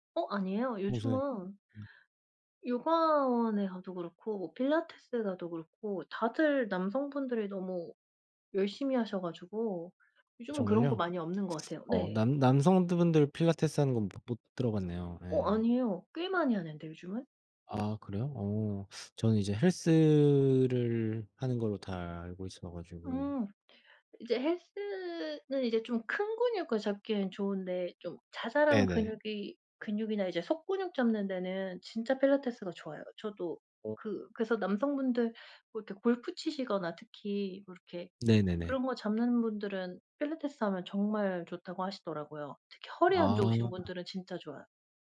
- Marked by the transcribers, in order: teeth sucking; tapping; other background noise
- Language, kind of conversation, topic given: Korean, unstructured, 취미가 스트레스 해소에 어떻게 도움이 되나요?